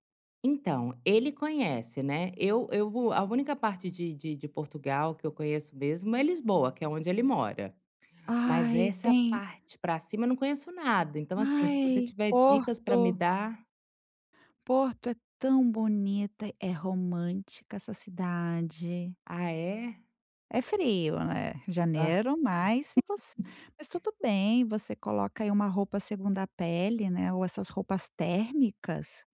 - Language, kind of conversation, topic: Portuguese, advice, Como posso viajar mais gastando pouco e sem me endividar?
- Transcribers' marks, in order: laugh; tapping